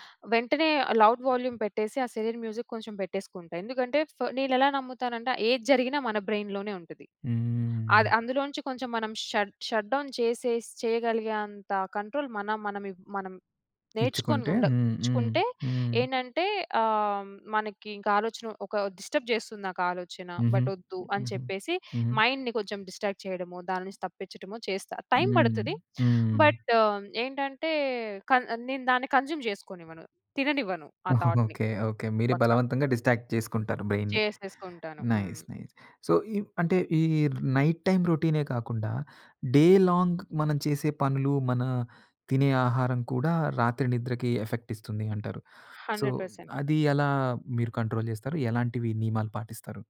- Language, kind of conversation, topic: Telugu, podcast, నిద్రను మెరుగుపరచుకోవడానికి మీరు పాటించే అలవాట్లు ఏవి?
- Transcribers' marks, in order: in English: "లౌడ్ వాల్యూమ్"; in English: "సిరిన్ మ్యూజిక్"; in English: "బ్రైన్‌లోనే"; in English: "షట్ షట్‌డౌన్"; in English: "కంట్రోల్"; in English: "డిస్టర్బ్"; in English: "బట్"; in English: "మైండ్‌ని"; in English: "డిస్ట్రాక్ట్"; in English: "బట్"; in English: "కన్జ్యూమ్"; giggle; in English: "థాట్‌ని"; in English: "డిస్ట్రాక్ట్"; in English: "నైస్ నైస్. సో"; in English: "నైట్ టైమ్"; in English: "డే లాంగ్"; in English: "ఎఫెక్ట్"; in English: "సో"; in English: "హండ్రెడ్ పర్సెంట్"; in English: "కంట్రోల్"